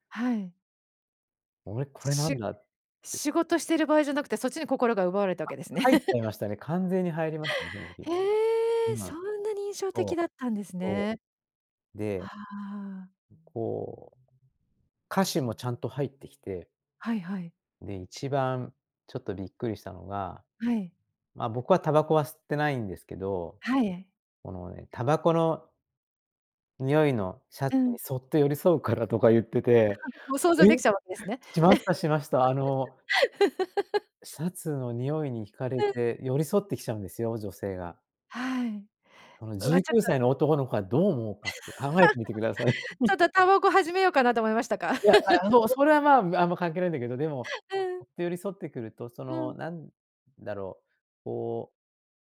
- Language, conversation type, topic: Japanese, podcast, 心に残っている曲を1曲教えてもらえますか？
- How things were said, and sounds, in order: laugh; laugh; laugh; laugh; laugh